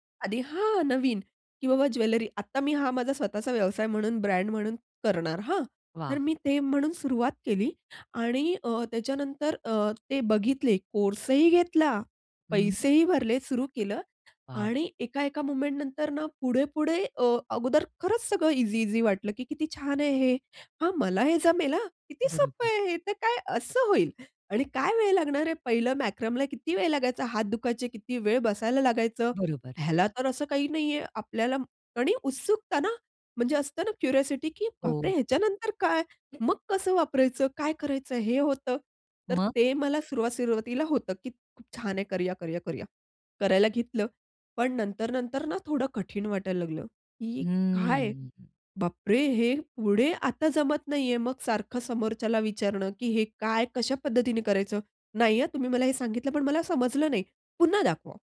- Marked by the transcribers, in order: anticipating: "आधी हां, हां नवीन"; in English: "मोमेंटनंतर"; in English: "क्युरिओसिटी"; anticipating: "बापरे ह्याच्यानंतर काय? मग कसं … छान आहे करूया-करूया-करूया"
- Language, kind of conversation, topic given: Marathi, podcast, शिकत असताना तुम्ही प्रेरणा कशी टिकवून ठेवता?